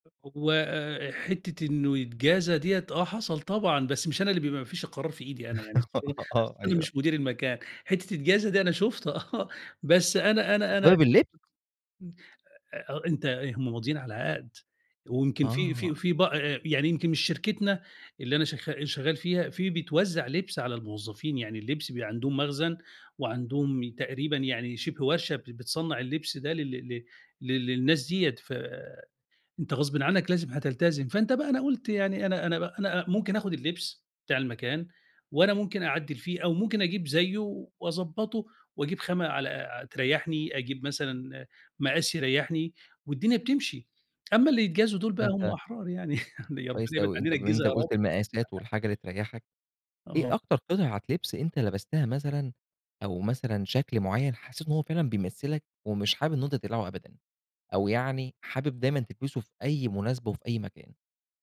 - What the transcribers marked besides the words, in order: laugh; unintelligible speech; other noise; chuckle
- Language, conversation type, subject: Arabic, podcast, إزاي بتختار دلوقتي بين الراحة والأناقة؟